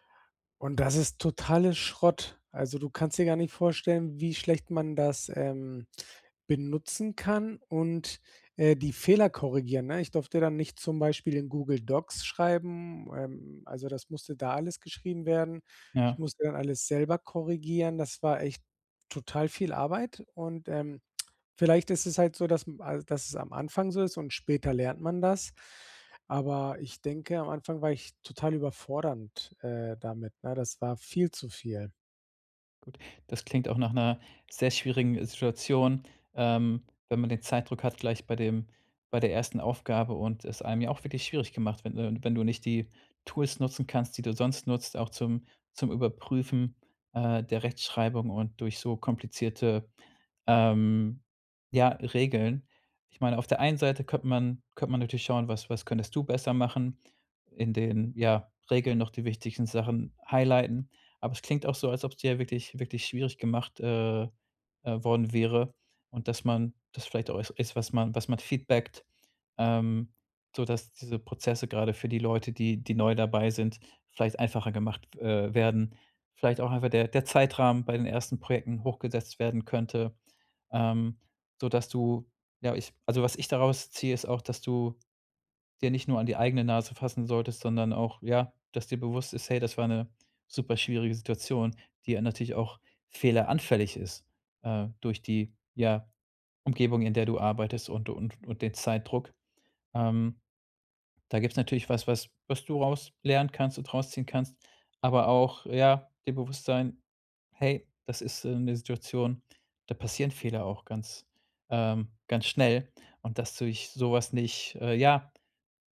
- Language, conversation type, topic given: German, advice, Wie kann ich einen Fehler als Lernchance nutzen, ohne zu verzweifeln?
- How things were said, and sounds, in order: in English: "highlighten"; in English: "feedbackt"